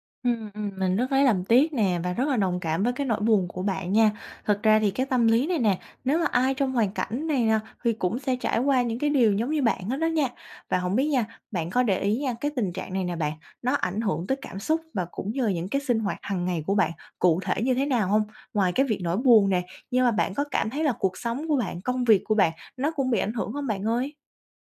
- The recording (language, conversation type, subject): Vietnamese, advice, Làm sao để xử lý khi tình cảm bạn bè không được đáp lại tương xứng?
- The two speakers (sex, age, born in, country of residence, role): female, 20-24, Vietnam, Vietnam, user; female, 25-29, Vietnam, Vietnam, advisor
- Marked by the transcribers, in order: tapping